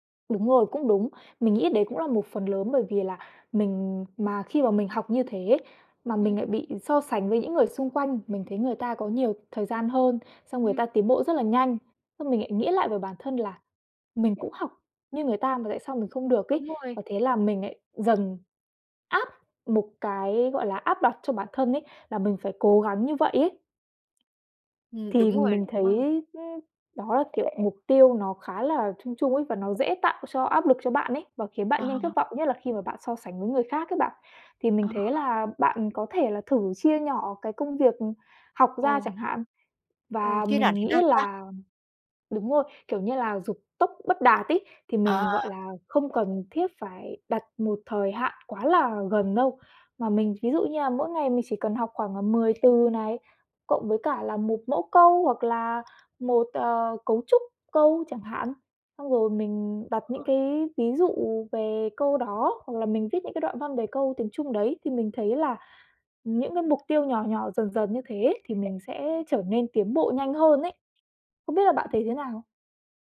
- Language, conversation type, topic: Vietnamese, advice, Bạn nên làm gì khi lo lắng và thất vọng vì không đạt được mục tiêu đã đặt ra?
- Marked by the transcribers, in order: tapping; unintelligible speech; unintelligible speech